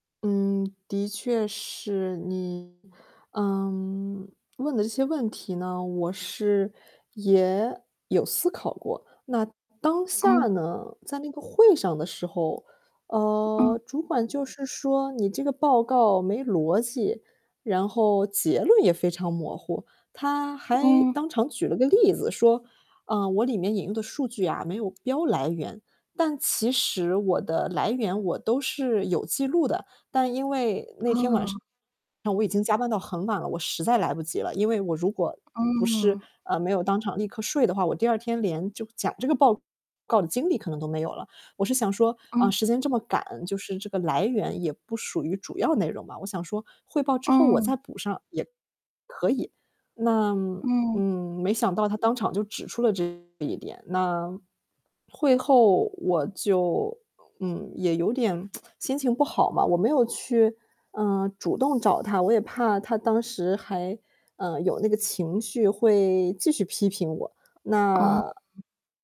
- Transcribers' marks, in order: distorted speech; other background noise; tsk
- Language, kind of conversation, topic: Chinese, advice, 你通常如何接受并回应他人的批评和反馈？